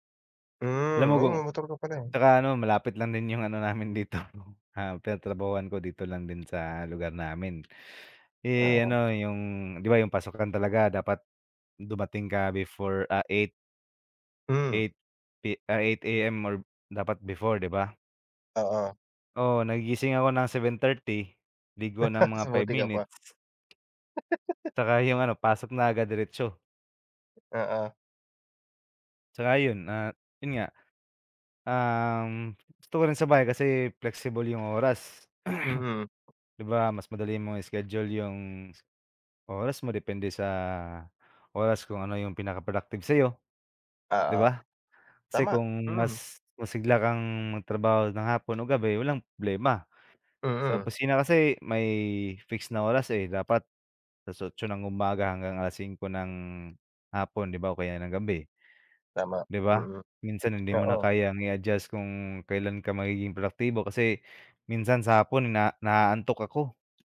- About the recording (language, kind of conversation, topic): Filipino, unstructured, Mas pipiliin mo bang magtrabaho sa opisina o sa bahay?
- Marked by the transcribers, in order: laughing while speaking: "dito"; laugh; laugh; throat clearing